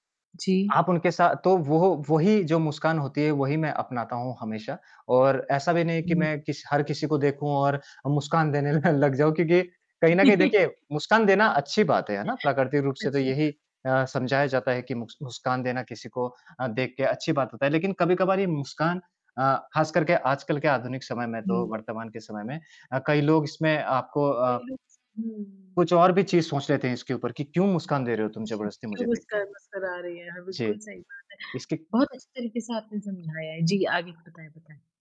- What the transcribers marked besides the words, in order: static; chuckle; laughing while speaking: "लग जाऊँ"; chuckle; distorted speech
- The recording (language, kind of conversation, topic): Hindi, podcast, किस तरह की मुस्कान आपको सबसे सच्ची लगती है?